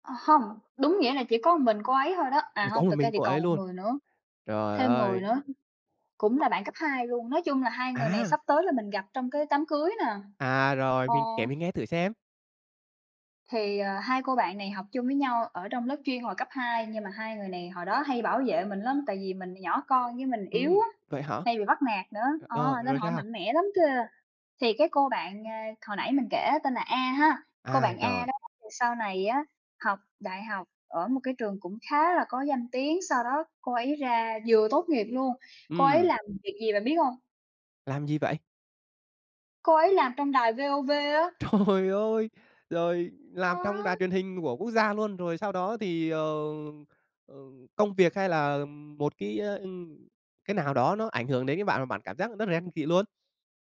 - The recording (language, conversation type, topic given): Vietnamese, advice, Làm sao để bớt ghen tỵ với thành công của bạn bè và không còn cảm thấy mình đang tụt hậu?
- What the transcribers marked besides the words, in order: "một" said as "ừn"; laughing while speaking: "Trời ơi!"